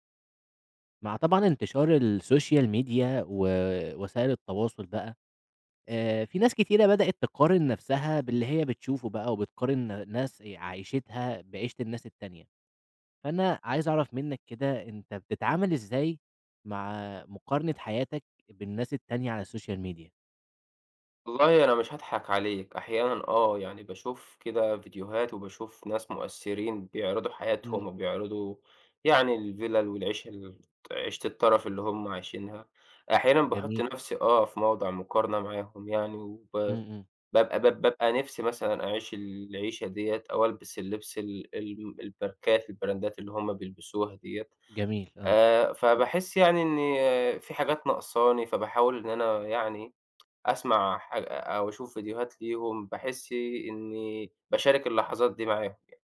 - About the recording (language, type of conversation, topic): Arabic, podcast, ازاي بتتعامل مع إنك بتقارن حياتك بحياة غيرك أونلاين؟
- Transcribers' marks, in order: in English: "السوشيال ميديا"; tapping; in English: "السوشيال ميديا؟"; in English: "البراندات"; tsk